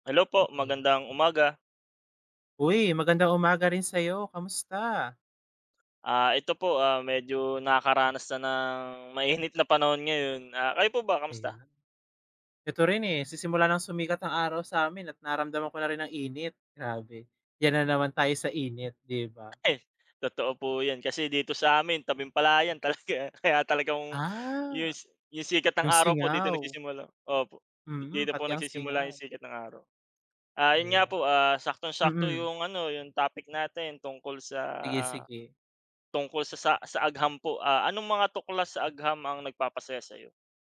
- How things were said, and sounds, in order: laughing while speaking: "talaga kaya"
- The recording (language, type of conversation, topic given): Filipino, unstructured, Anu-ano ang mga tuklas sa agham na nagpapasaya sa iyo?